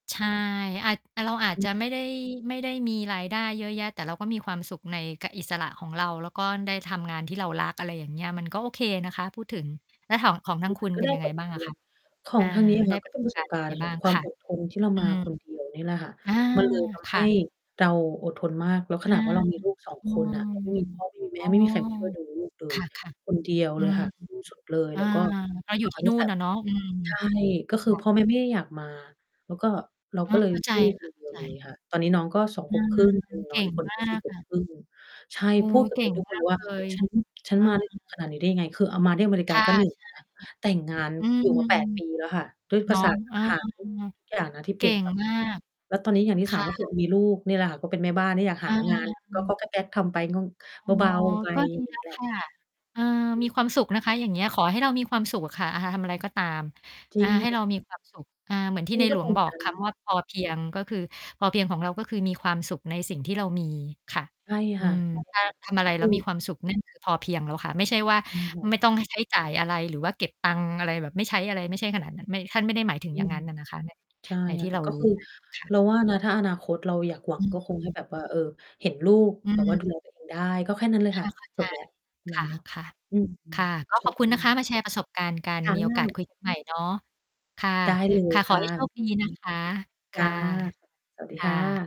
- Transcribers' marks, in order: distorted speech; unintelligible speech; "ทำ" said as "ฮำ"; tapping
- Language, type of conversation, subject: Thai, unstructured, ช่วงเวลาไหนที่คุณรู้สึกภูมิใจที่สุด?